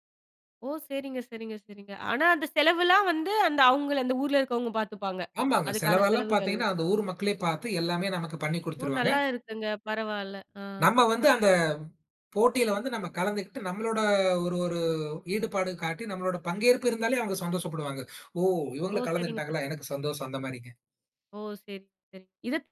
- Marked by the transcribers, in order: other noise
- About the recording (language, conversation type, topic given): Tamil, podcast, பண்டிகைகளை உங்கள் வீட்டில் எப்படி கொண்டாடுகிறீர்கள்?